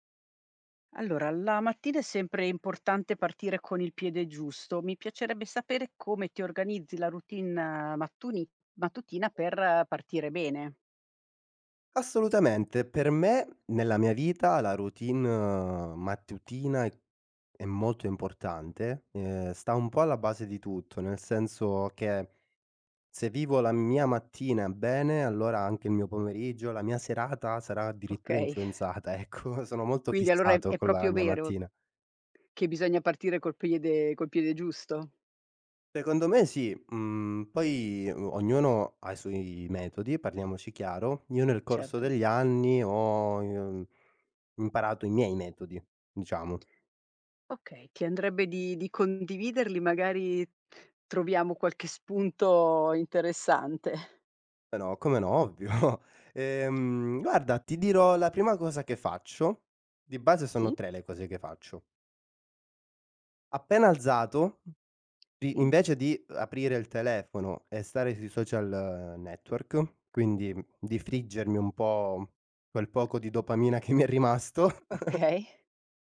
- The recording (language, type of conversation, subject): Italian, podcast, Come organizzi la tua routine mattutina per iniziare bene la giornata?
- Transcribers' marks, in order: other background noise; laughing while speaking: "serata"; laughing while speaking: "influenzata, ecco"; laughing while speaking: "Okay"; tapping; laughing while speaking: "interessante"; laughing while speaking: "ovvio"; laughing while speaking: "che mi è rimasto"; chuckle